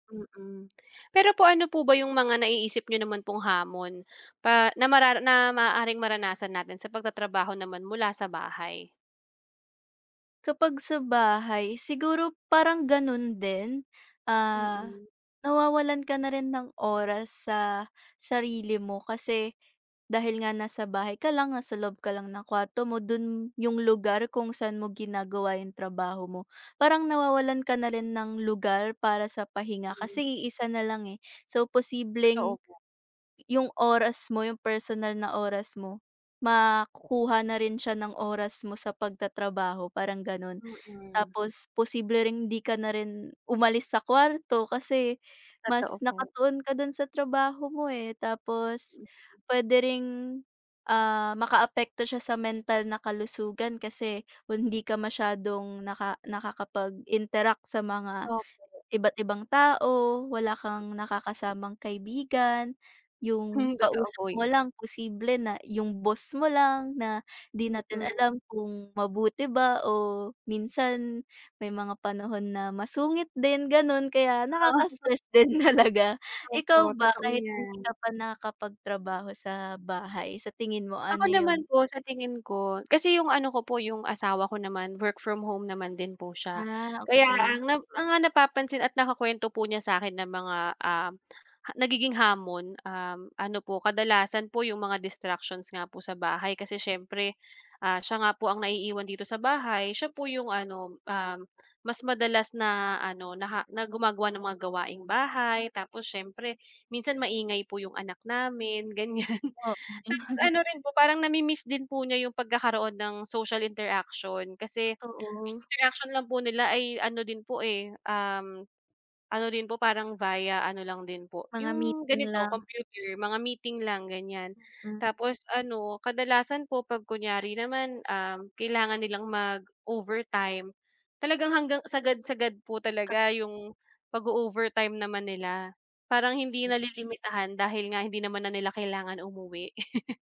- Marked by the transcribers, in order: other background noise; tapping; unintelligible speech; laughing while speaking: "din talaga"; chuckle; laughing while speaking: "ganiyan"; chuckle; unintelligible speech; chuckle
- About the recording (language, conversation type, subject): Filipino, unstructured, Mas gugustuhin mo bang magtrabaho sa opisina o mula sa bahay?